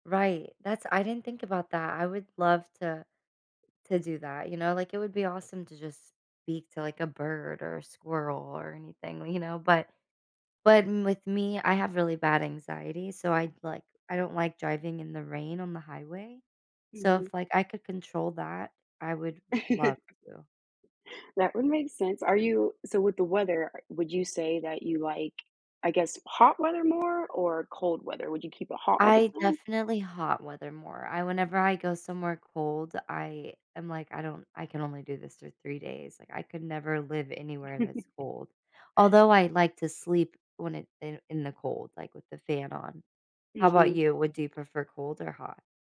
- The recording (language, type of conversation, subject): English, unstructured, How might having a special ability change the way we connect with nature and the world around us?
- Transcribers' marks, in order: other background noise; chuckle; chuckle; tapping